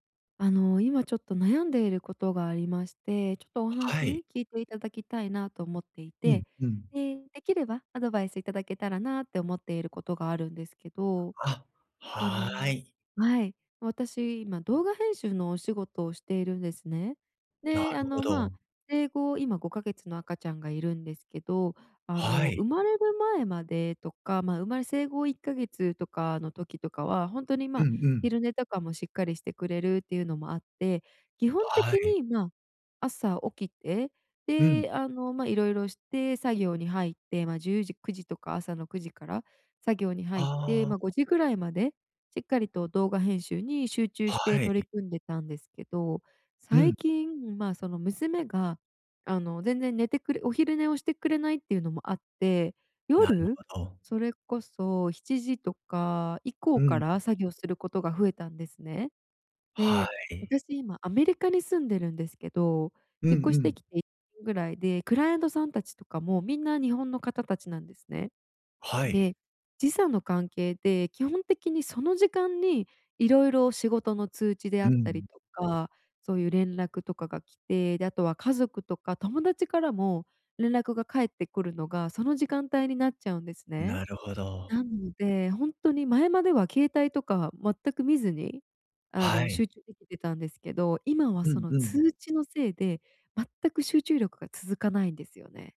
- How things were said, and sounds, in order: none
- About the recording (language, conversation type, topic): Japanese, advice, 通知で集中が途切れてしまうのですが、どうすれば集中を続けられますか？